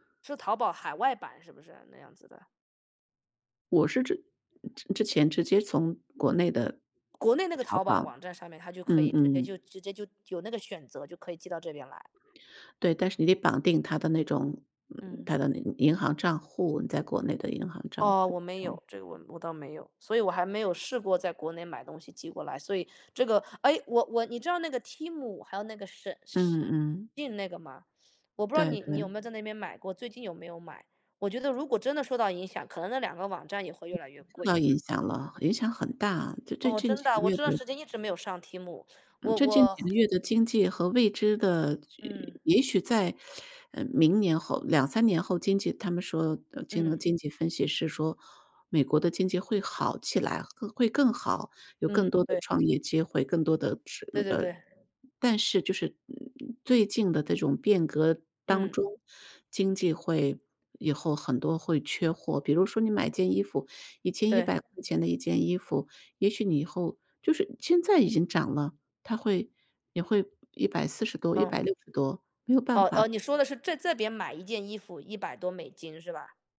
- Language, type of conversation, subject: Chinese, unstructured, 最近的经济变化对普通人的生活有哪些影响？
- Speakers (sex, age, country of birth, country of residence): female, 55-59, China, United States; male, 35-39, United States, United States
- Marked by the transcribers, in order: other background noise; other noise; tapping